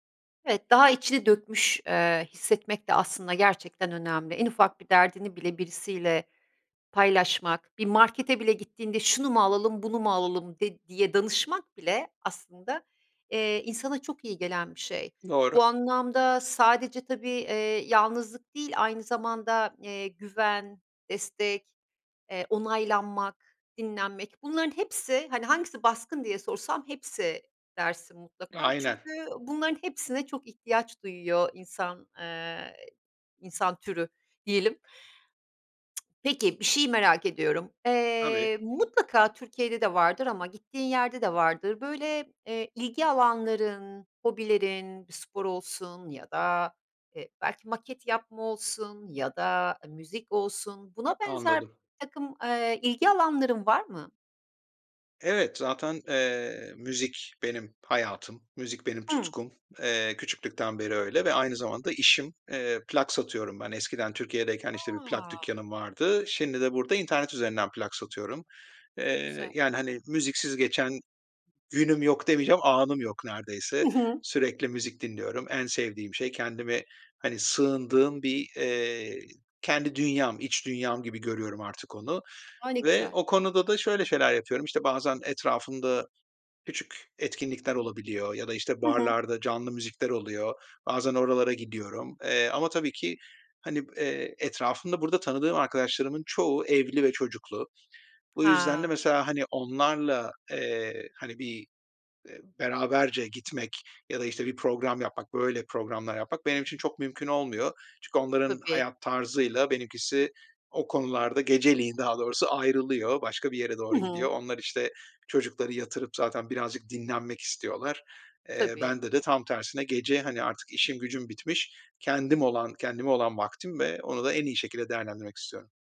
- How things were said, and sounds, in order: other background noise
- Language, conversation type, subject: Turkish, advice, Eşim zor bir dönemden geçiyor; ona duygusal olarak nasıl destek olabilirim?